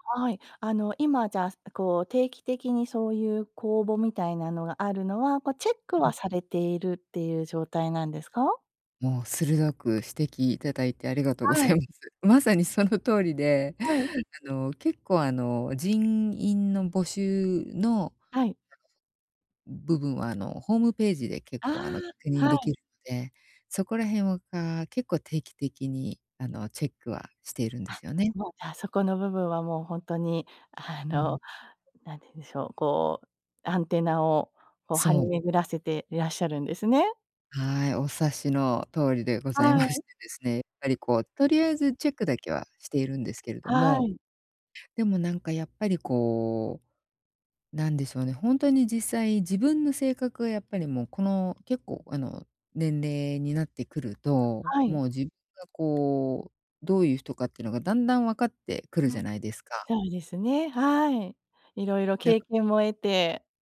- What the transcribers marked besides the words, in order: laughing while speaking: "その通りで"; other noise
- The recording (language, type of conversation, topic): Japanese, advice, 職場で自分の満足度が変化しているサインに、どうやって気づけばよいですか？